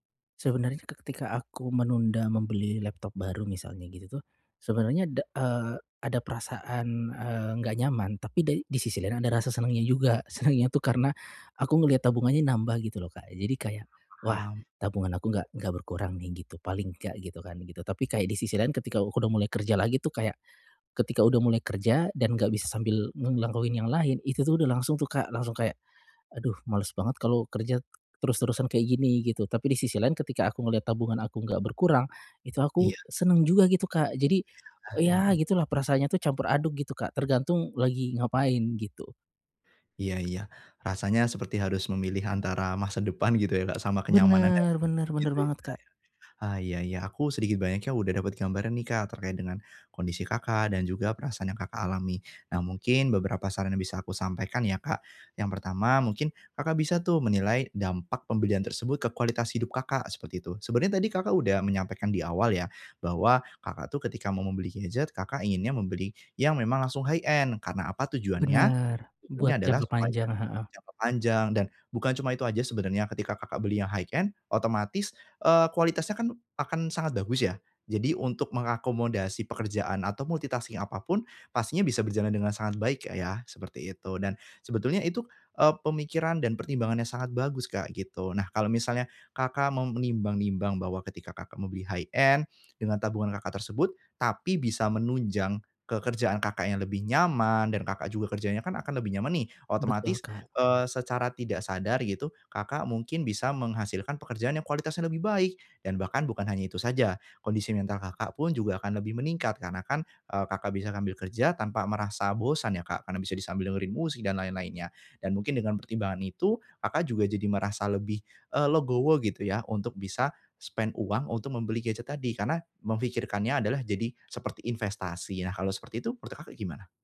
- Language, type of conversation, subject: Indonesian, advice, Bagaimana menetapkan batas pengeluaran tanpa mengorbankan kebahagiaan dan kualitas hidup?
- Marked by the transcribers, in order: other background noise; tapping; in English: "high-end"; in English: "high-end"; in English: "multitasking"; in English: "high-end"; in English: "spend"